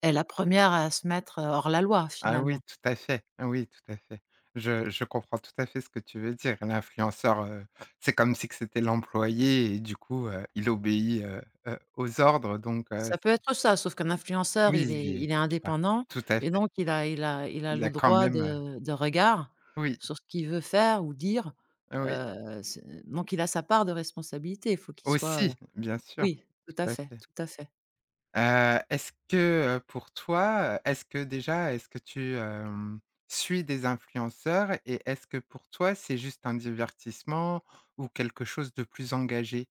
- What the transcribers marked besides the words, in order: unintelligible speech; stressed: "regard"; stressed: "part"; tapping
- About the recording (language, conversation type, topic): French, podcast, Comment juges-tu la responsabilité d’un influenceur face à ses fans ?